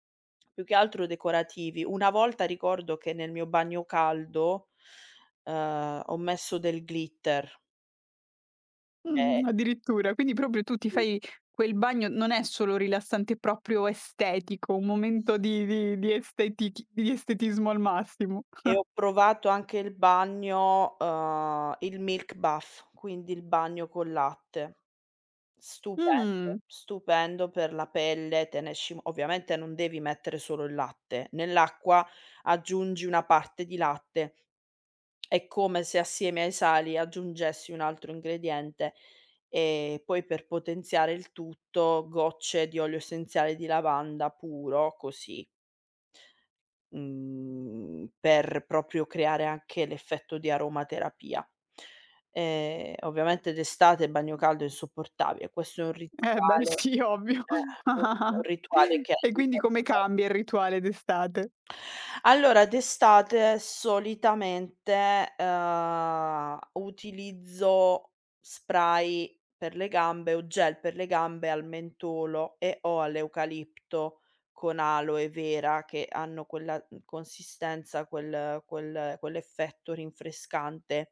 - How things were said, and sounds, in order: chuckle; in English: "milk bath"; chuckle; unintelligible speech; unintelligible speech
- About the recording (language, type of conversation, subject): Italian, podcast, Qual è un rito serale che ti rilassa prima di dormire?